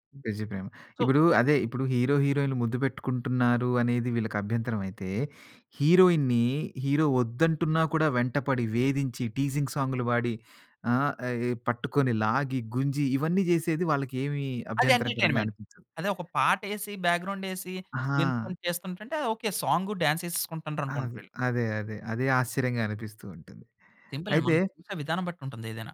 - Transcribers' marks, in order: in English: "బిజీ"; in English: "హీరో"; in English: "హీరోయిన్‌ని, హీరో"; in English: "టీసింగ్"; in English: "ఎంటర్టైన్మెంట్"; in English: "సింపుల్"
- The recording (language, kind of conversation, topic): Telugu, podcast, సినిమాలు ఆచారాలను ప్రశ్నిస్తాయా, లేక వాటిని స్థిరపరుస్తాయా?
- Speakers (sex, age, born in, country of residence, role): male, 30-34, India, India, guest; male, 40-44, India, India, host